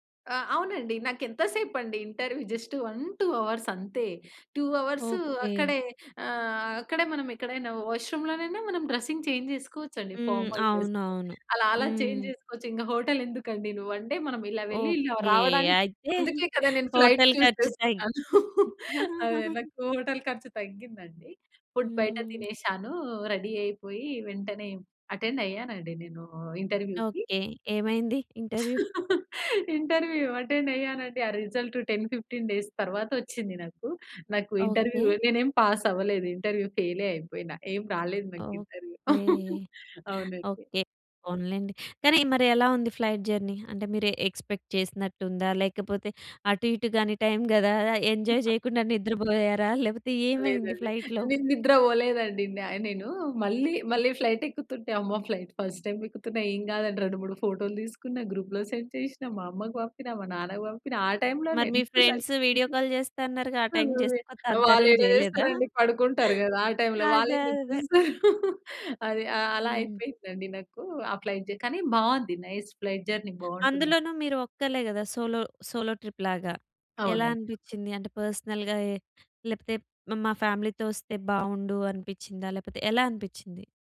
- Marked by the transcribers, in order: in English: "ఇంటర్‌వ్యూ జస్ట్ వన్ టూ అవర్స్"; in English: "టూ అవర్స్"; in English: "డ్రెసింగ్ చేంజ్"; in English: "ఫార్మల్"; in English: "చేంజ్"; in English: "హోటల్"; in English: "వన్ డే"; chuckle; in English: "హోటల్"; in English: "ఫ్లైట్ చూస్"; giggle; laugh; in English: "హోటల్"; other background noise; in English: "ఫుడ్"; in English: "రెడీ"; in English: "అటెండ్"; in English: "ఇంటర్‌వ్యూకి. ఇంటర్‌వ్యూ అటెండ్"; in English: "ఇంటర్‌వ్యూ?"; laugh; in English: "రిజల్ట్ టెన్ ఫిఫ్టీన్ డేస్"; in English: "ఇంటర్‌వ్యూ"; in English: "పాస్"; in English: "ఇంటర్వ్యూ"; in English: "ఇంటర్వ్యూ"; chuckle; in English: "ఫ్లైట్ జర్నీ?"; in English: "ఎ ఎక్స్‌పెక్ట్"; in English: "టైం"; in English: "ఎంజాయ్"; in English: "ఫ్లైట్‌లో?"; in English: "ఫ్లైట్"; in English: "ఫ్లైట్ ఫస్ట్ టైమ్"; in English: "గ్రూప్‌లో సెండ్"; in English: "ఫ్రెండ్స్ వీడియో కాల్"; in English: "టైం‌లోనే"; unintelligible speech; unintelligible speech; in English: "టైంకి"; in English: "టైం‌లో!"; laugh; in English: "ఫ్లైట్ జ"; in English: "నైస్. ఫ్లైట్ జర్నీ"; in English: "సోలో, సోలో ట్రిప్"; in English: "పర్స్‌నల్‌గా"; in English: "ఫ్యామిలీ‌తో"
- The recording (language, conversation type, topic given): Telugu, podcast, ఫ్లైట్ మిస్ అయినప్పుడు ఏం జరిగింది?